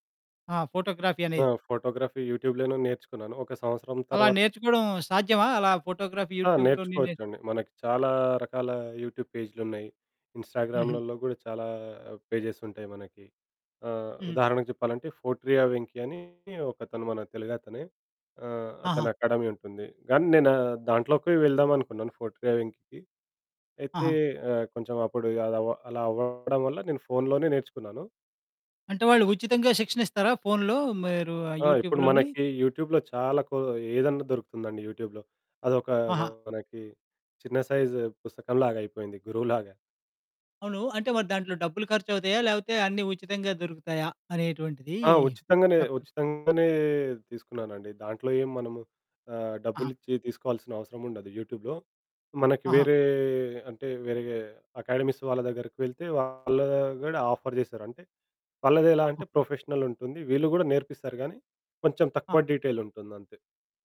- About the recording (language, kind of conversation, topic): Telugu, podcast, మీ లక్ష్యాల గురించి మీ కుటుంబంతో మీరు ఎలా చర్చిస్తారు?
- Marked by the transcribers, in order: in English: "ఫోటోగ్రఫీ"; in English: "ఫోటోగ్రఫీ యూట్యూబ్‌లోనే"; in English: "ఫోటోగ్రఫీ యూట్యూబ్‌లోని"; in English: "యూట్యూబ్"; in English: "పేజెస్"; distorted speech; in English: "యూట్యూబ్‌లోని?"; in English: "యూట్యూబ్‌లో"; in English: "యూట్యూబ్‌లో"; in English: "యూట్యూబ్‌లో"; in English: "అకాడమీస్"; in English: "ఆఫర్"; in English: "ప్రొఫెషనల్"; in English: "డీటెయిల్"